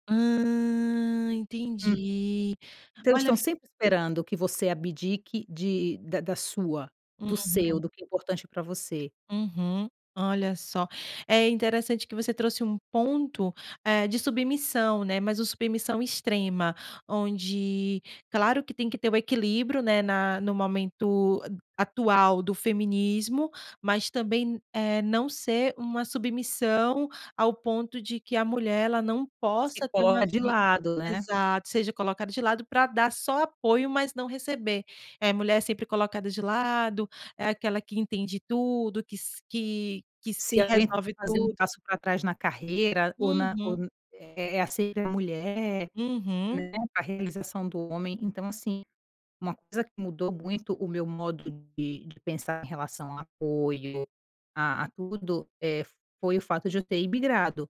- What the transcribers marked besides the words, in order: tapping; unintelligible speech
- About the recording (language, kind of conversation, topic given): Portuguese, podcast, Como lidar quando o apoio esperado não aparece?